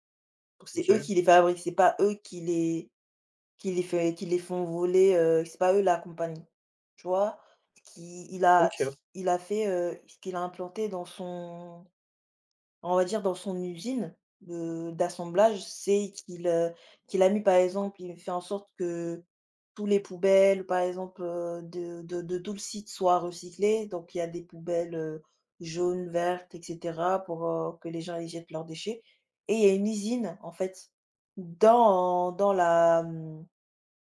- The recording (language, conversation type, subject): French, unstructured, Pourquoi certaines entreprises refusent-elles de changer leurs pratiques polluantes ?
- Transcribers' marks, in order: stressed: "dans"